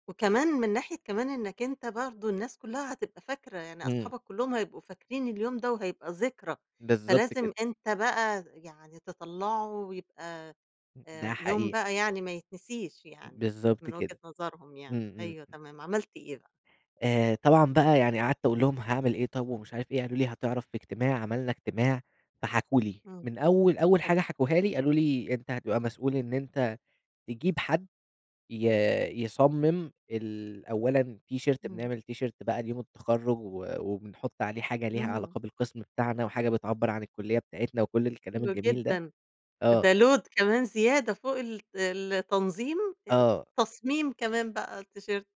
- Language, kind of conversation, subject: Arabic, podcast, إيه الحاجة اللي عملتها بإيدك وحسّيت بفخر ساعتها؟
- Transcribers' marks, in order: in English: "تيشيرت"; in English: "تيشيرت"; in English: "load"; in English: "التيشيرت"